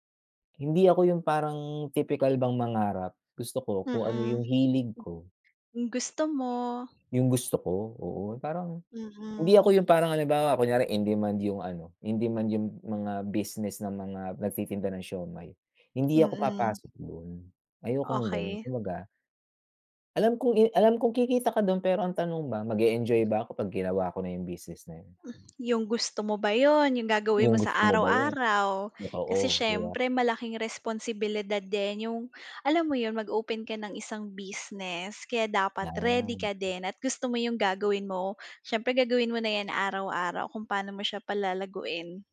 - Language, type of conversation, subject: Filipino, unstructured, Ano ang mga hadlang na madalas mong nararanasan sa pagtupad sa iyong mga pangarap?
- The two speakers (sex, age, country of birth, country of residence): female, 30-34, Philippines, Philippines; male, 45-49, Philippines, United States
- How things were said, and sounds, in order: other background noise